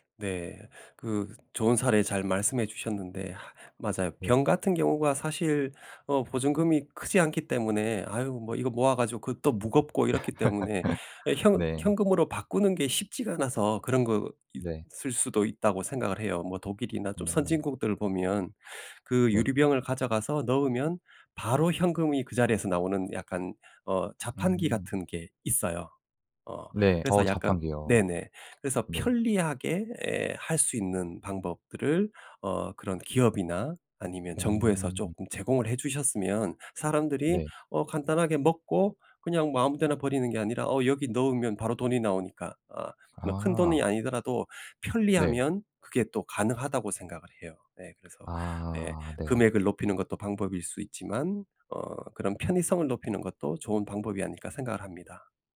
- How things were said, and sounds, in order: tapping; laugh
- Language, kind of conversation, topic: Korean, podcast, 플라스틱 쓰레기 문제, 어떻게 해결할 수 있을까?